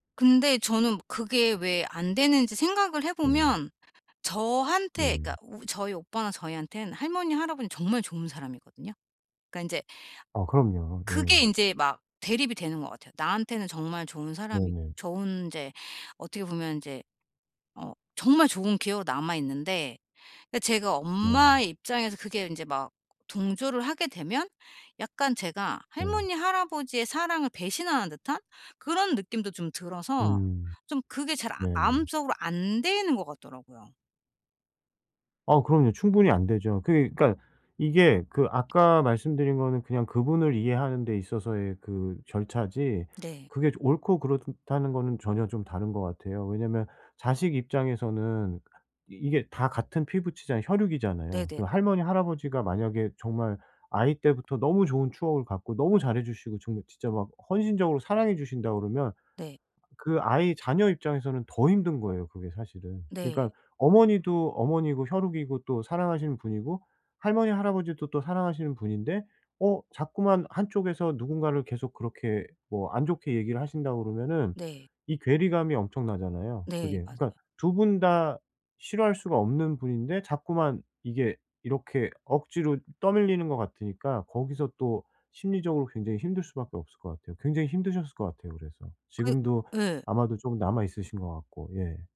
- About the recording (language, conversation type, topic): Korean, advice, 가족 간에 같은 의사소통 문제가 왜 계속 반복될까요?
- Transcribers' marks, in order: tapping